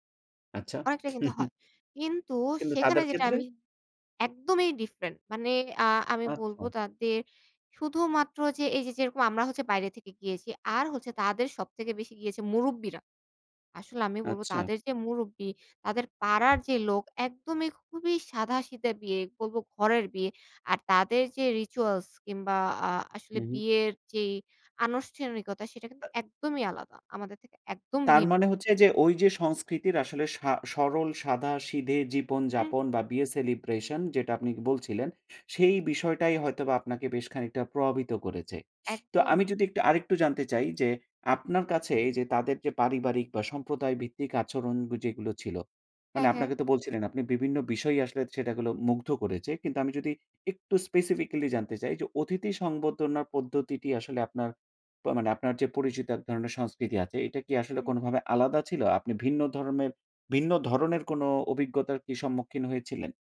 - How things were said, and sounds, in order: chuckle; other background noise; in English: "রিচুয়ালস"
- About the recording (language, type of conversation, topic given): Bengali, podcast, কোন সংস্কৃতির আতিথেয়তায় আপনি সবচেয়ে বেশি বিস্মিত হয়েছেন, এবং কেন?